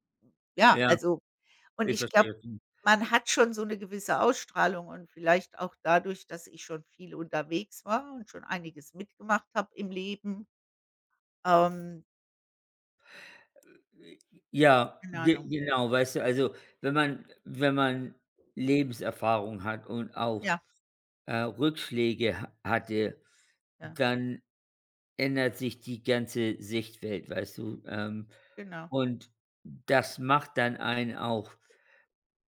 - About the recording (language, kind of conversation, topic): German, unstructured, Was gibt dir das Gefühl, wirklich du selbst zu sein?
- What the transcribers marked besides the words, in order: unintelligible speech